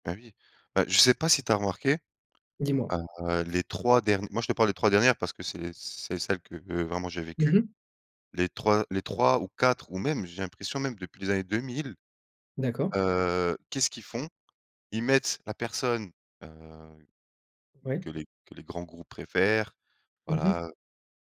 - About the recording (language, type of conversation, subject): French, unstructured, Que penses-tu de la transparence des responsables politiques aujourd’hui ?
- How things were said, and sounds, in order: other background noise